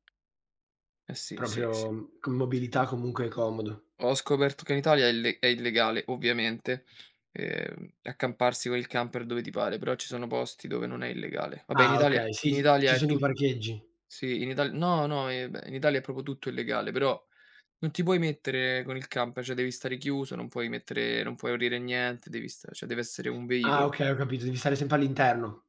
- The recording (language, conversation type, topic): Italian, unstructured, Qual è il ricordo più divertente che hai di un viaggio?
- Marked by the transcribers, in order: tapping; "proprio" said as "propo"; "cioè" said as "ceh"; "cioè" said as "ceh"